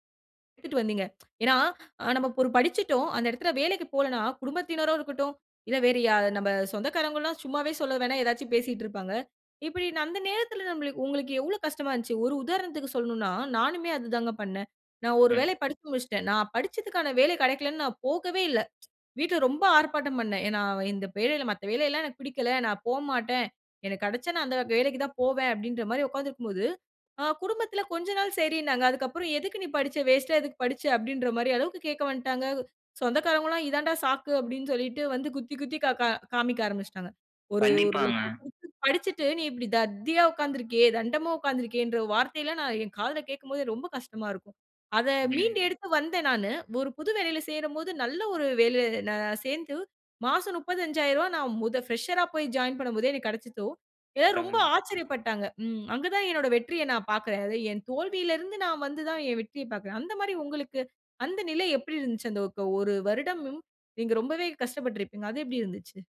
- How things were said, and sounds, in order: unintelligible speech; tsk; "குடும்பத்தினரா" said as "குடும்பத்தினரோ"; "அந்த" said as "நந்த"; tsk; "வேலையில" said as "பேலையில"; "வந்துட்டாங்க" said as "வந்டாங்க"
- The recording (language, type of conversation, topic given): Tamil, podcast, சிறிய தோல்விகள் உன்னை எப்படி மாற்றின?